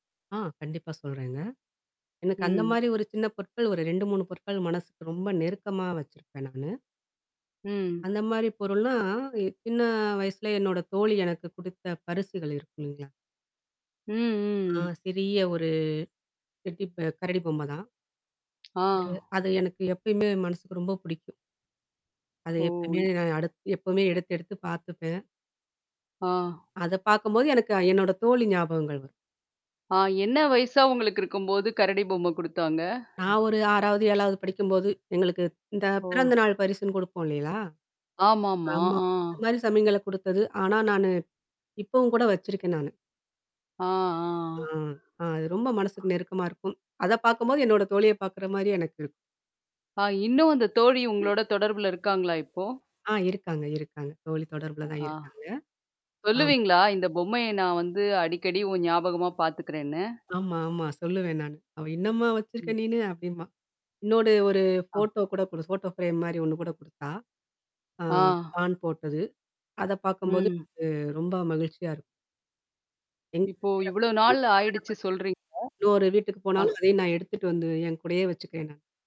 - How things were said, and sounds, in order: static; in English: "டெடி பெர்"; other background noise; mechanical hum; background speech; distorted speech; in English: "ஃபோட்டோ"; in English: "ஃபோட்டோ ஃபிரேம்"; in English: "சான்ட"; "ஸ்டாண்ட்" said as "சான்ட"; unintelligible speech
- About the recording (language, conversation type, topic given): Tamil, podcast, வீட்டில் உள்ள சின்னச் சின்ன பொருள்கள் உங்கள் நினைவுகளை எப்படிப் பேணிக்காக்கின்றன?